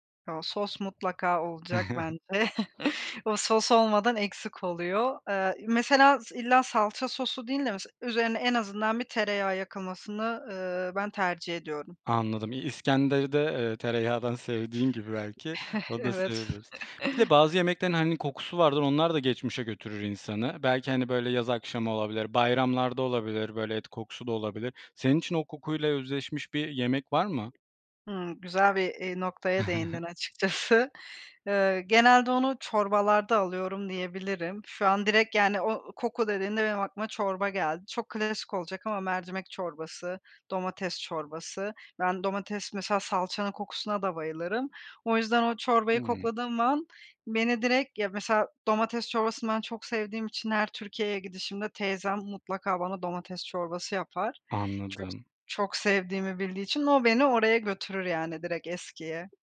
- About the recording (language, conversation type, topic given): Turkish, podcast, Hangi yemekler seni en çok kendin gibi hissettiriyor?
- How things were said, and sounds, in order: other background noise; chuckle; tapping; chuckle; chuckle; chuckle; laughing while speaking: "açıkçası"